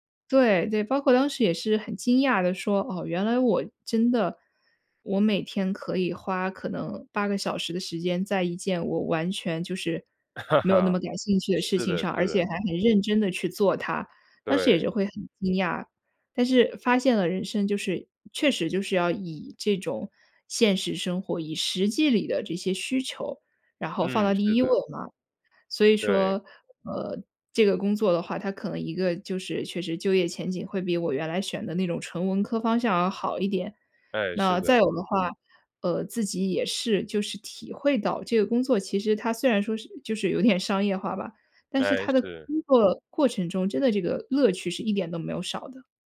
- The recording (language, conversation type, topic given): Chinese, podcast, 你觉得人生目标和职业目标应该一致吗？
- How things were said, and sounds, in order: laugh; other background noise; "位" said as "卧"; laughing while speaking: "有点"